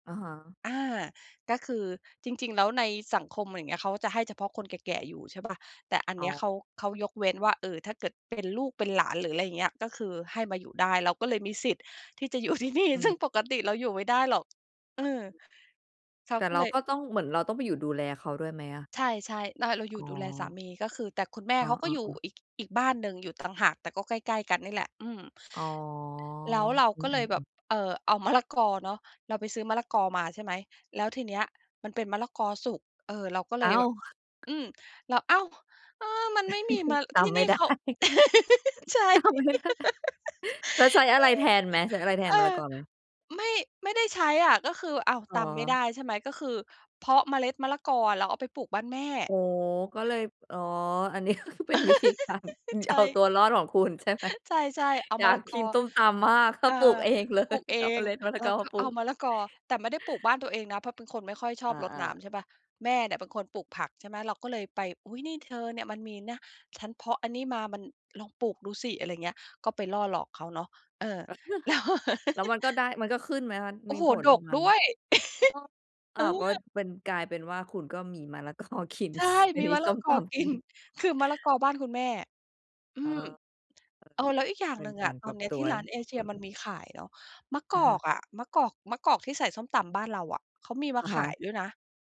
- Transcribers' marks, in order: laughing while speaking: "อยู่ที่นี่"; tapping; drawn out: "อ๋อ"; laugh; laughing while speaking: "ได้"; chuckle; laughing while speaking: "ไม่ได้"; chuckle; laugh; laughing while speaking: "ใช่"; laugh; laughing while speaking: "ก็คือเป็นวิธีการ"; laugh; laughing while speaking: "ใช่ไหม"; laughing while speaking: "เองเลย เอาเมล็ด"; laugh; laughing while speaking: "แล้ว"; laugh; laugh; laughing while speaking: "กอ"; other background noise
- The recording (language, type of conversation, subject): Thai, podcast, การปรับตัวในที่ใหม่ คุณทำยังไงให้รอด?